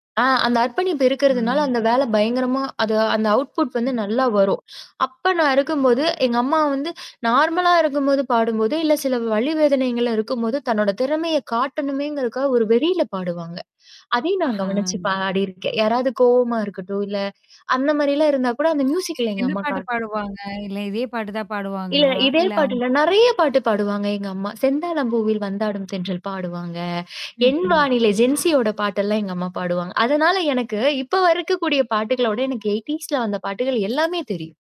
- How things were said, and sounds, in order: other background noise; in English: "அவுட்புட்"; tapping; in English: "நார்மலா"; distorted speech
- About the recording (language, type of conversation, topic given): Tamil, podcast, சிறுவயதில் உங்களுக்கு நினைவாக இருக்கும் ஒரு பாடலைப் பற்றி சொல்ல முடியுமா?